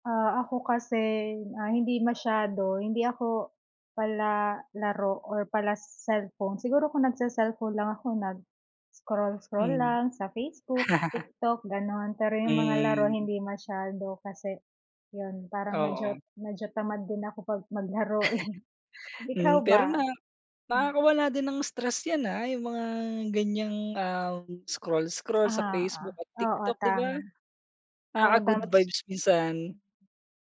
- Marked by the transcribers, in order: laugh; laugh; laughing while speaking: "eh"
- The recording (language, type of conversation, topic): Filipino, unstructured, Ano ang mga nakakapagpabigat ng loob sa’yo araw-araw, at paano mo ito hinaharap?